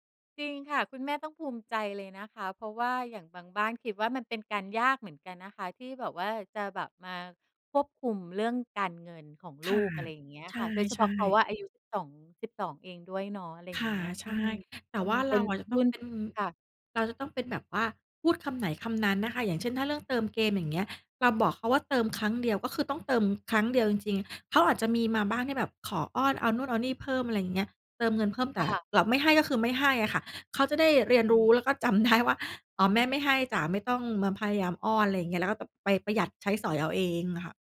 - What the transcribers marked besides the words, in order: laughing while speaking: "ได้ว่า"
- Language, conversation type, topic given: Thai, podcast, คุณสอนเด็กให้ใช้เทคโนโลยีอย่างปลอดภัยยังไง?